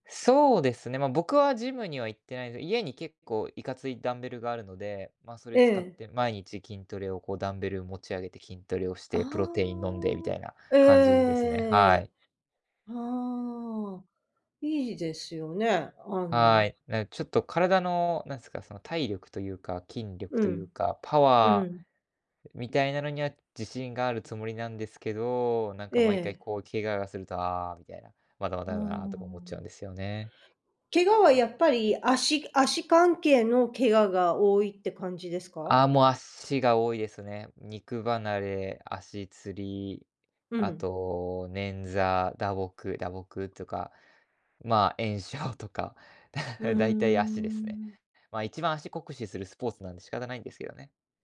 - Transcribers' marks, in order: none
- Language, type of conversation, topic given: Japanese, advice, 運動やトレーニングの後、疲労がなかなか回復しないのはなぜですか？